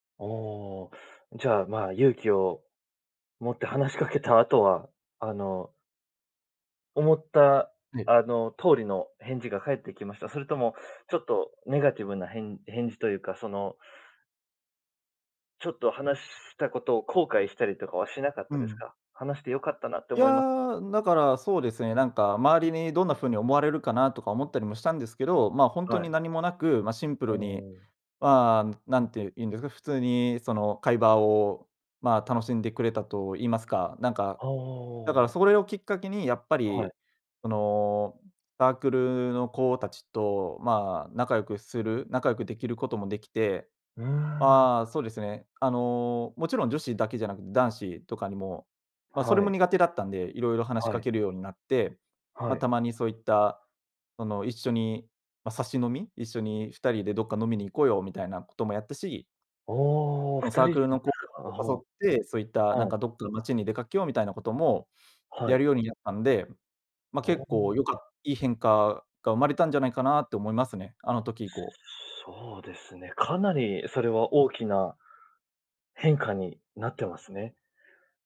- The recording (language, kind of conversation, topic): Japanese, podcast, 誰かの一言で人生の進む道が変わったことはありますか？
- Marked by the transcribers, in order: "会話" said as "かいば"